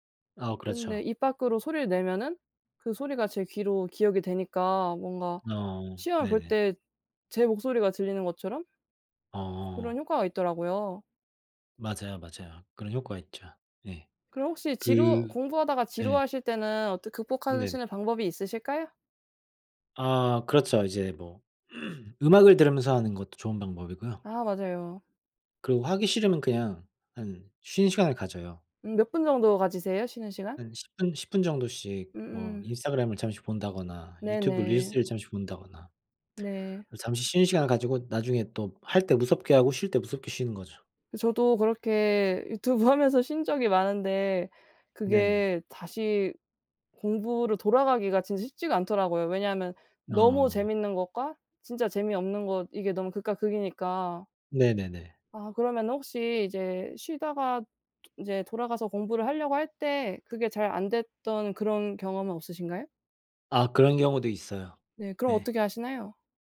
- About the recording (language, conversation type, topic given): Korean, unstructured, 어떻게 하면 공부에 대한 흥미를 잃지 않을 수 있을까요?
- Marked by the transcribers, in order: other background noise; throat clearing